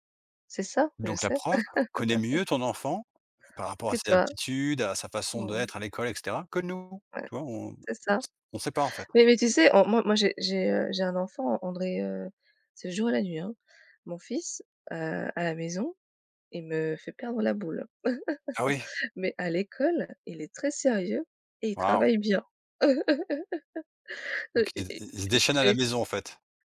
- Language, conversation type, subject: French, unstructured, Comment les professeurs peuvent-ils rendre leurs cours plus intéressants ?
- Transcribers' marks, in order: tapping; laugh; other background noise; laugh; laugh; other noise